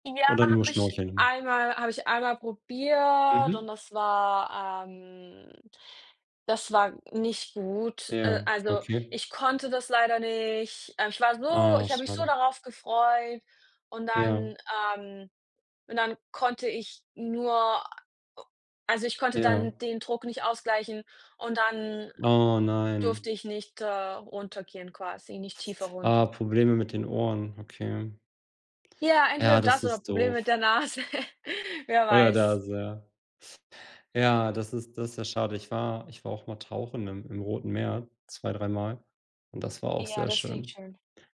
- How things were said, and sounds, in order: drawn out: "probiert"; drawn out: "ähm"; drawn out: "nicht"; other background noise; laughing while speaking: "Nase"; chuckle
- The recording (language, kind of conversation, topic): German, unstructured, Was machst du in deiner Freizeit gern?